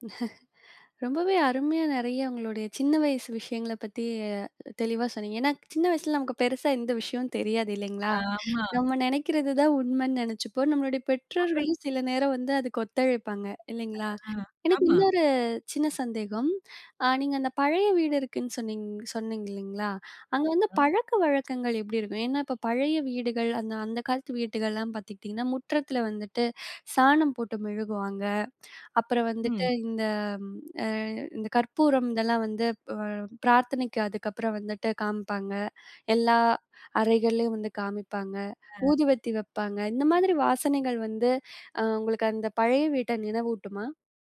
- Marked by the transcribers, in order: chuckle; drawn out: "ஆமா"; tapping
- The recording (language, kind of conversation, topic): Tamil, podcast, வீட்டின் வாசனை உங்களுக்கு என்ன நினைவுகளைத் தருகிறது?